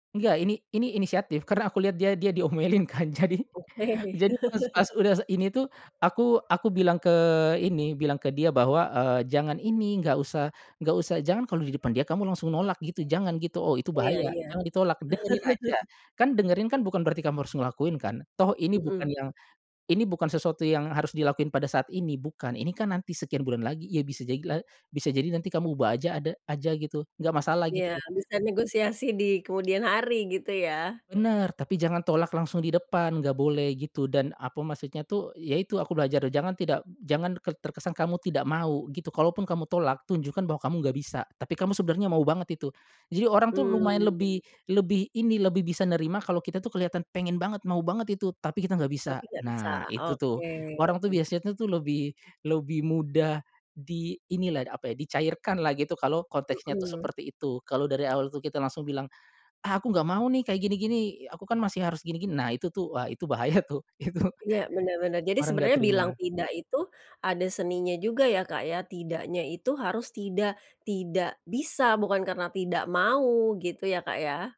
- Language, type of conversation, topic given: Indonesian, podcast, Bagaimana cara mengatakan “tidak” kepada keluarga tanpa membuat suasana menjadi panas?
- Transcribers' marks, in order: laughing while speaking: "diomelin, kan. Jadi"; laughing while speaking: "Oke"; other background noise; chuckle; tapping; laughing while speaking: "bahaya tuh, itu"